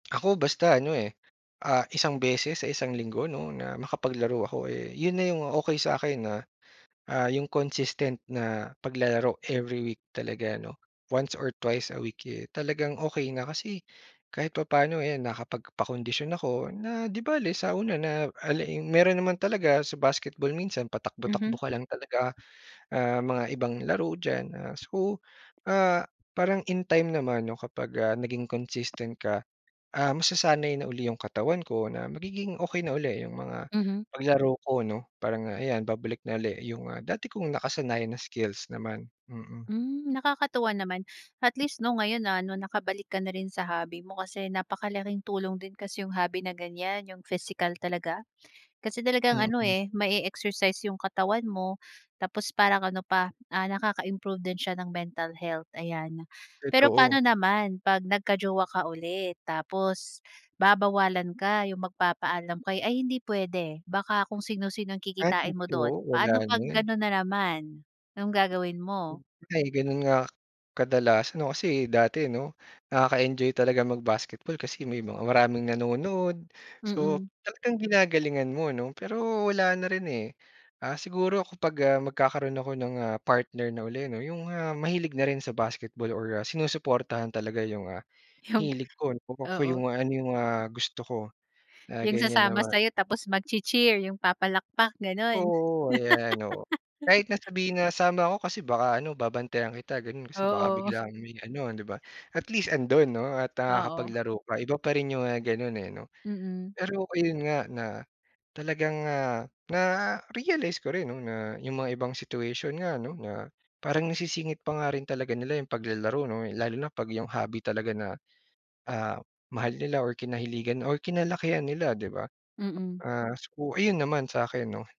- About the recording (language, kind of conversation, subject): Filipino, podcast, Paano mo muling sisimulan ang libangan na matagal mo nang iniwan?
- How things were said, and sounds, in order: other background noise; tapping; laugh